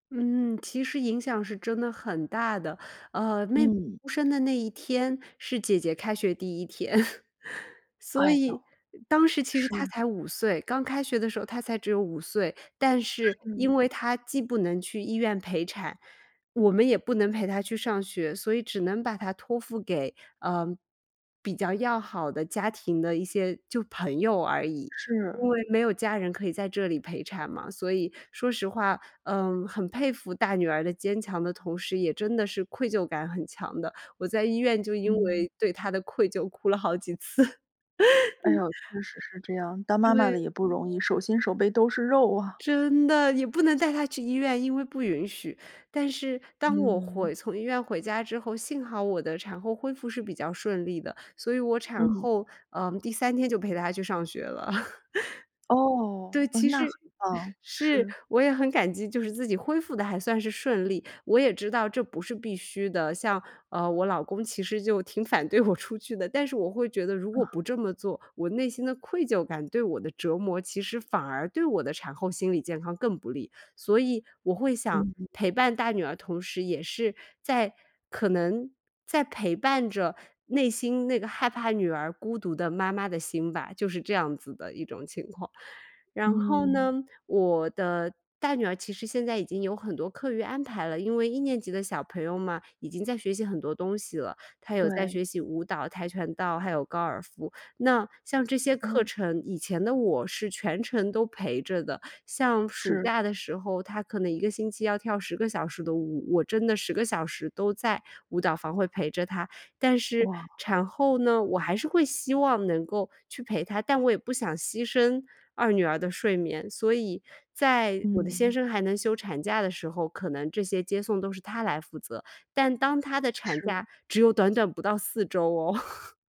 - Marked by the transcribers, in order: laugh; other background noise; laugh; laugh; laughing while speaking: "就挺反对我出去的"; laugh
- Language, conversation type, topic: Chinese, podcast, 当父母后，你的生活有哪些变化？